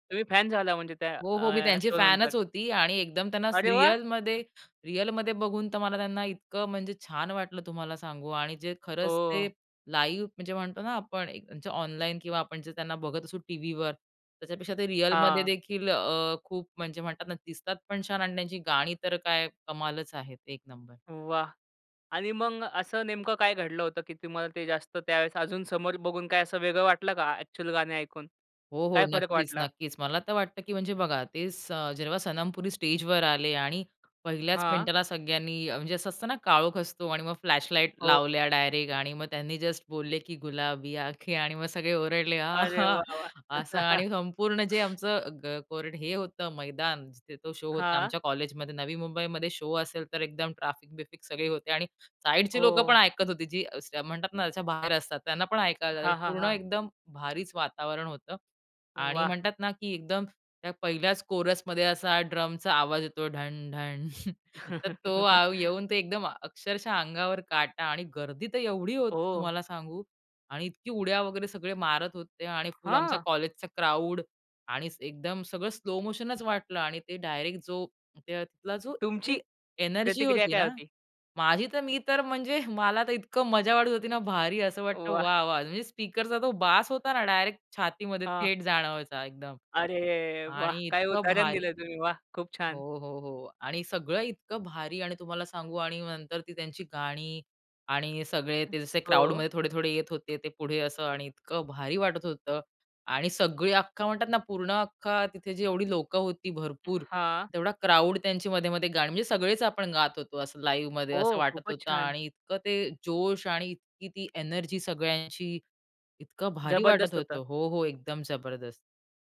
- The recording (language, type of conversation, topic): Marathi, podcast, तुम्हाला कोणती थेट सादरीकरणाची आठवण नेहमी लक्षात राहिली आहे?
- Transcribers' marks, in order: in English: "शो"; anticipating: "अरे वा!"; tapping; in English: "लाईव्ह"; in English: "फ्लॅशलाईट"; in Hindi: "गुलाबी आँखें"; joyful: "आणि मग सगळे ओरडले आहां!"; chuckle; in English: "शो"; in English: "शो"; laugh; laughing while speaking: "तर तो आव येऊन ते एकदम"; in English: "स्लो मोशनच"; anticipating: "मला तर इतकं मजा वाटत … थेट जाणवायचा एकदम"; laughing while speaking: "काय उदाहरण दिलं तुम्ही"; in English: "लाईव्हमध्ये"